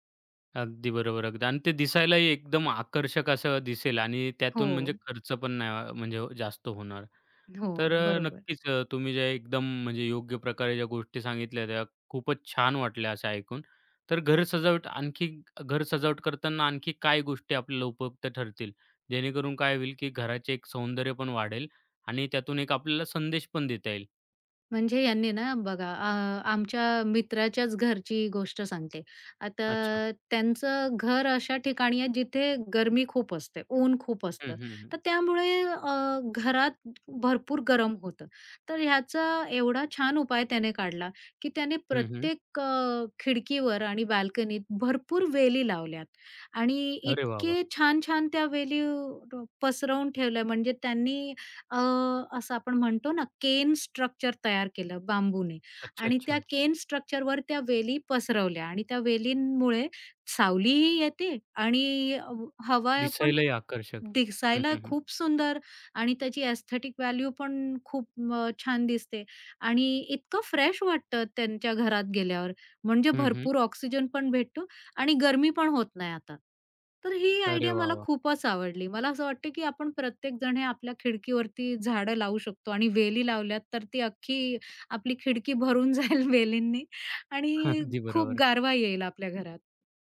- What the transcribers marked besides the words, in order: other background noise; in English: "एस्थेटिक व्हॅल्यू"; in English: "फ्रेश"; in English: "आयडिया"; laughing while speaking: "भरून जाईल वेलींनी"; laughing while speaking: "अगदी बरोबर"
- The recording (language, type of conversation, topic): Marathi, podcast, घर सजावटीत साधेपणा आणि व्यक्तिमत्त्व यांचे संतुलन कसे साधावे?